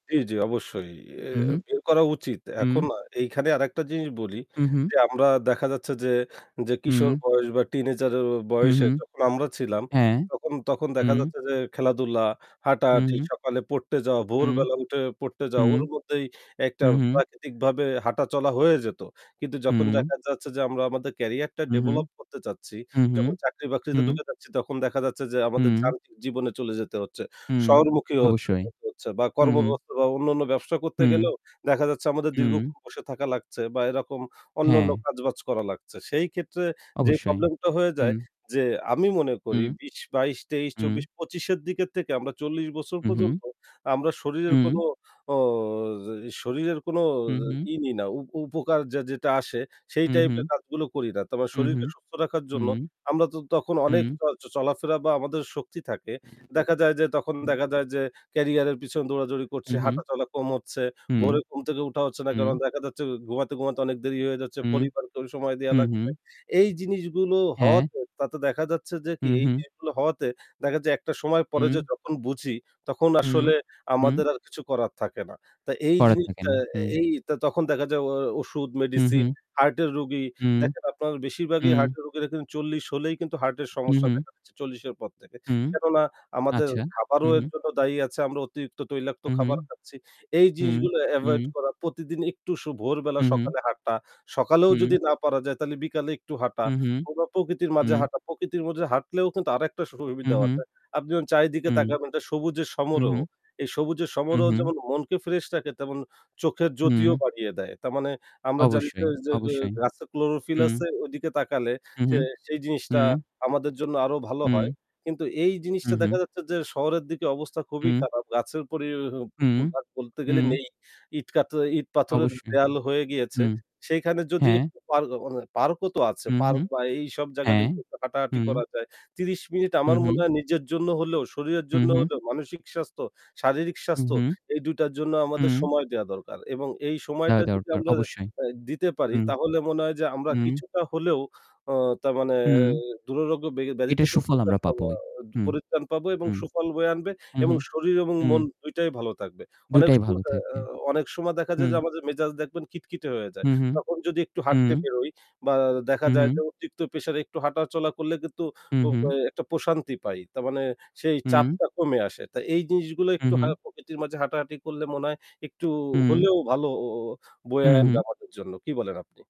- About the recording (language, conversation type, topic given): Bengali, unstructured, প্রতিদিন প্রকৃতির মাঝে একটু হাঁটলে আপনার জীবনে কী পরিবর্তন আসে?
- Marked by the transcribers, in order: static; distorted speech; tapping; mechanical hum; other background noise